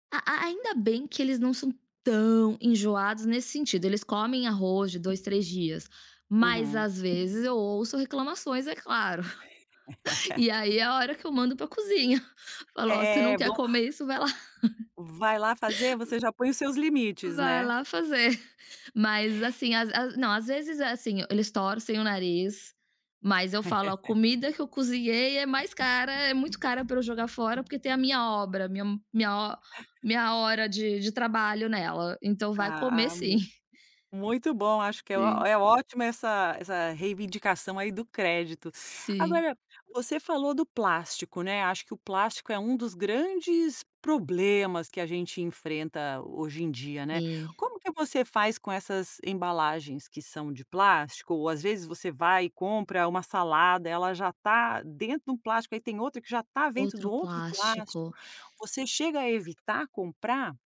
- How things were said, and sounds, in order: stressed: "tão"; chuckle; laugh; laughing while speaking: "eu mando pra eu cozinha"; chuckle; laughing while speaking: "Vai lá fazer"; chuckle; laugh; chuckle; tapping
- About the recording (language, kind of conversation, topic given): Portuguese, podcast, Que hábitos diários ajudam você a reduzir lixo e desperdício?